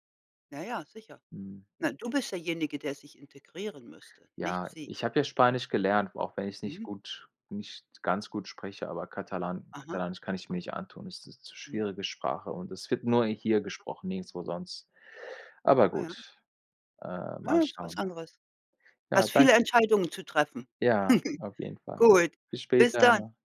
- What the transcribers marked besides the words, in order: unintelligible speech; other background noise; chuckle
- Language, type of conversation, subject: German, unstructured, Wie reagierst du, wenn deine Familie deine Entscheidungen kritisiert?